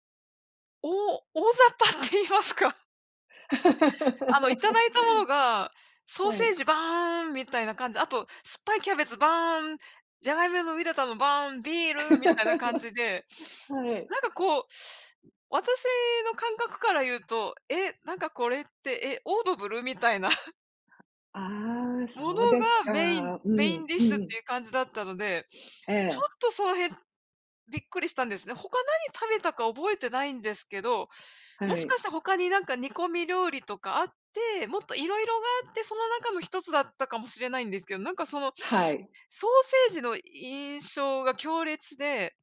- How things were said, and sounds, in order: laughing while speaking: "大雑把って言いますか"; laugh; laugh; chuckle; other background noise
- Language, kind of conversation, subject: Japanese, unstructured, 初めての旅行で一番驚いたことは何ですか？